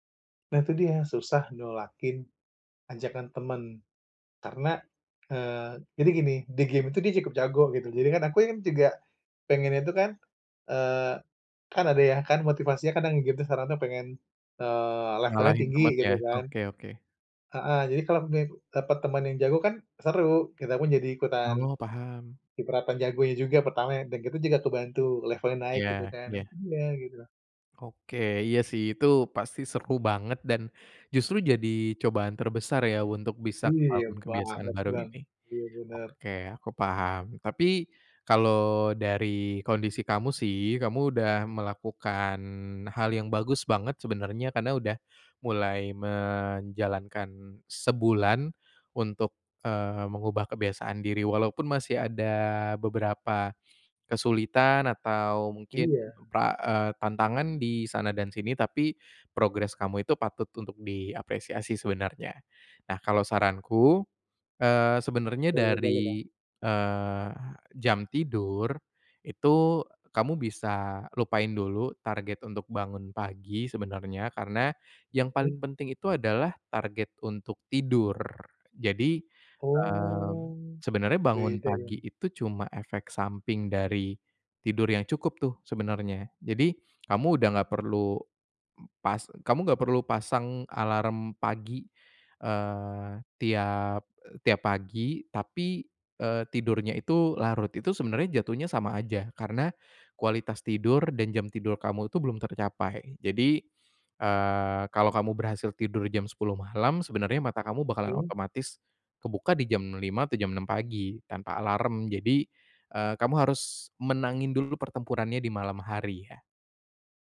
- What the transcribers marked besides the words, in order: drawn out: "Oh"
- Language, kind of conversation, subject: Indonesian, advice, Bagaimana cara membangun kebiasaan disiplin diri yang konsisten?